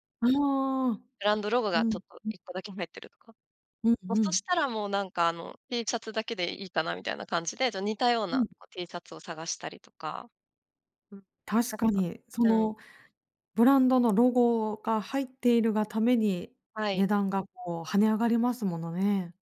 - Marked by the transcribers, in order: unintelligible speech
- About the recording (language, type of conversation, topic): Japanese, podcast, SNSは服選びに影響してる？